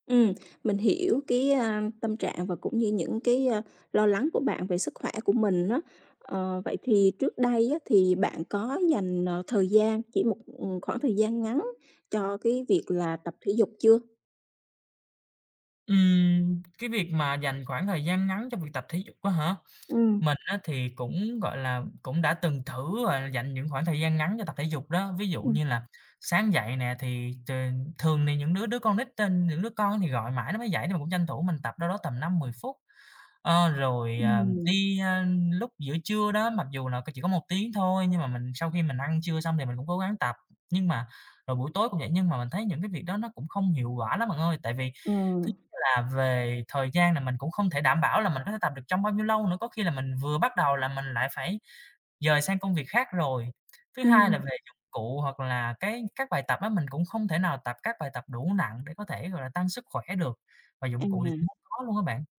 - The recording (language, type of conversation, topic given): Vietnamese, advice, Làm sao để sắp xếp thời gian tập luyện khi bận công việc và gia đình?
- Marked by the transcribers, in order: other background noise; tapping; unintelligible speech; unintelligible speech